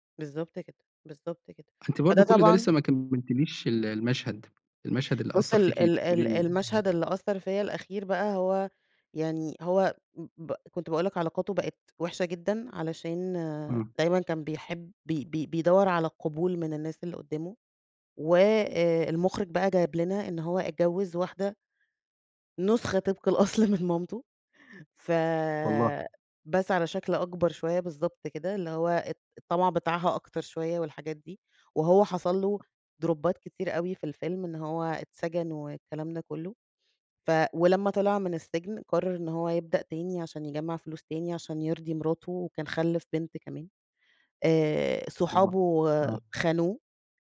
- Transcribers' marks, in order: laughing while speaking: "من مامِته"; in English: "دروبات"; tapping
- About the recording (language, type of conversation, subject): Arabic, podcast, احكيلي عن فيلم أثّر فيك وليه؟